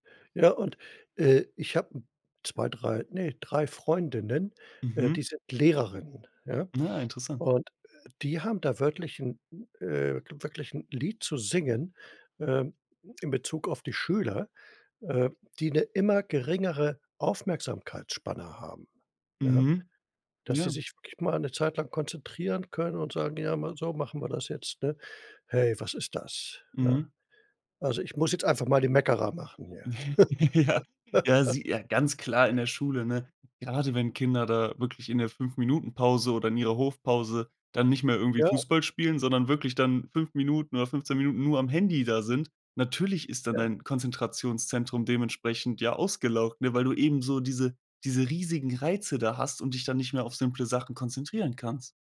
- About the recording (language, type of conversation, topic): German, podcast, Wie legst du für dich Pausen von sozialen Medien fest?
- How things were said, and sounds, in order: laugh; laughing while speaking: "Ja"; laugh; stressed: "riesigen"